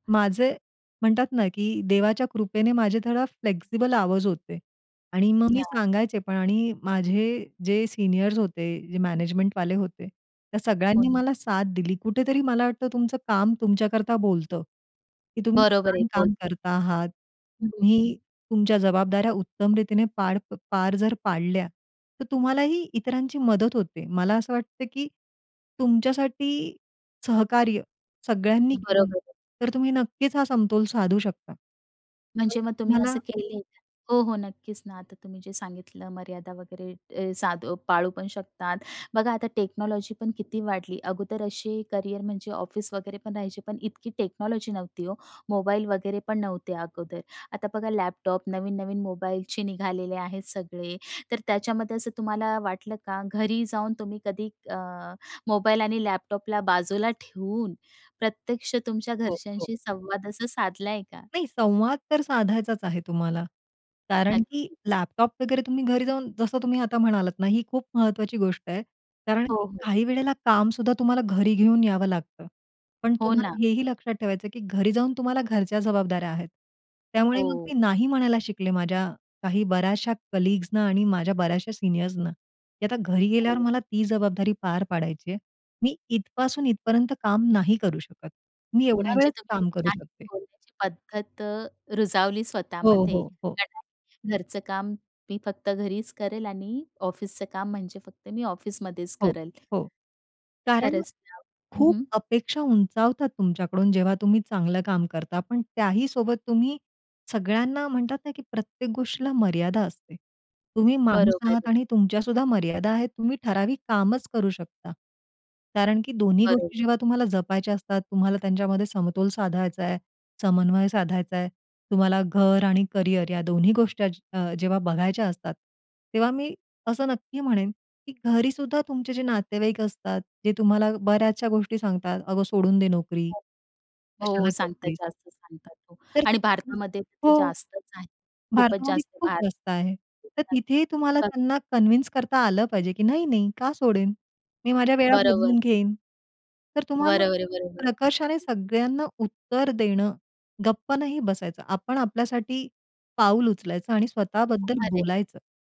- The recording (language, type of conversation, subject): Marathi, podcast, कुटुंब आणि करिअर यांच्यात कसा समतोल साधता?
- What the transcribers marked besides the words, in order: in English: "फ्लेक्सिबल"; tapping; other noise; in English: "टेक्नॉलॉजीपण"; in English: "टेक्नॉलॉजी"; in English: "कलीग्स"; unintelligible speech; unintelligible speech; in English: "कन्विन्स"; unintelligible speech